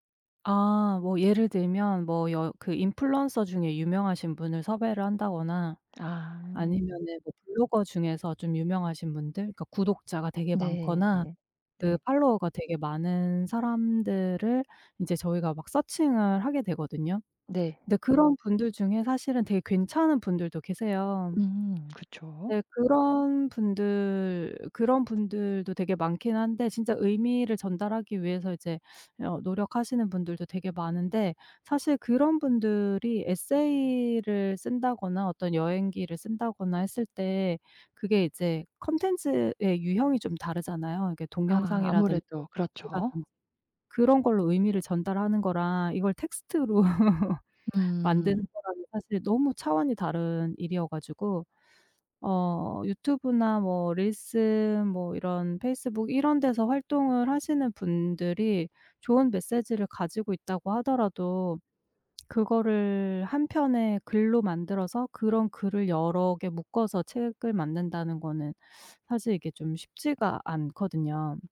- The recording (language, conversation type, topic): Korean, advice, 개인 가치와 직업 목표가 충돌할 때 어떻게 해결할 수 있을까요?
- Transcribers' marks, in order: other background noise; in English: "searching을"; tapping; teeth sucking; unintelligible speech; in English: "text로"; laugh; teeth sucking